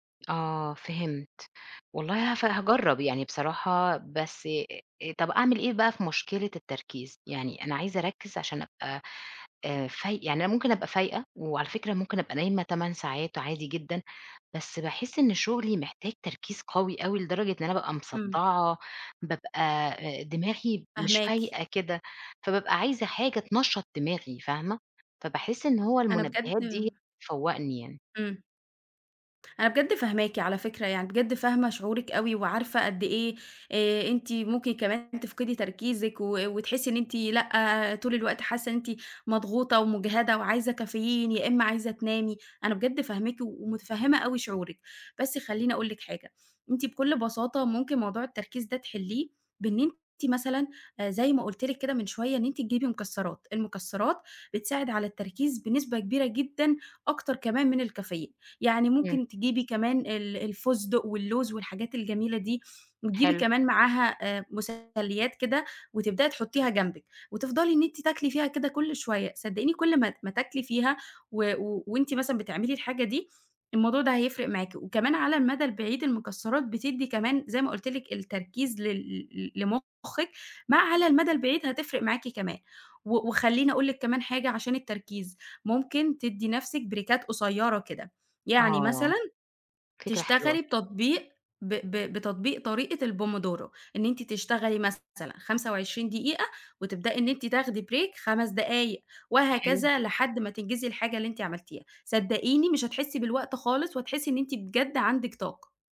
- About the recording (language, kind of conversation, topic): Arabic, advice, إزاي بتعتمد على الكافيين أو المنبّهات عشان تفضل صاحي ومركّز طول النهار؟
- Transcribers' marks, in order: in English: "بريكات"; in English: "Break"